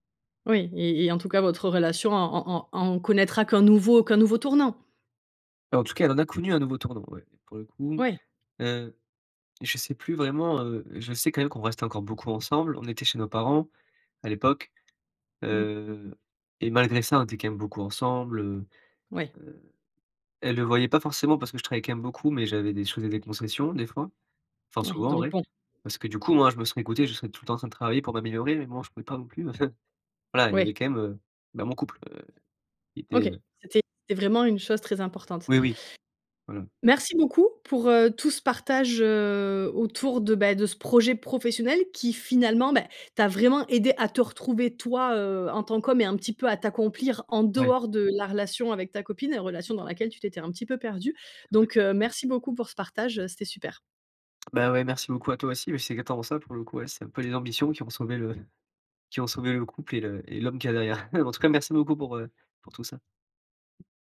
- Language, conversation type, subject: French, podcast, Qu’est-ce qui t’a aidé à te retrouver quand tu te sentais perdu ?
- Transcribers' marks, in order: chuckle; stressed: "en dehors"; unintelligible speech; tapping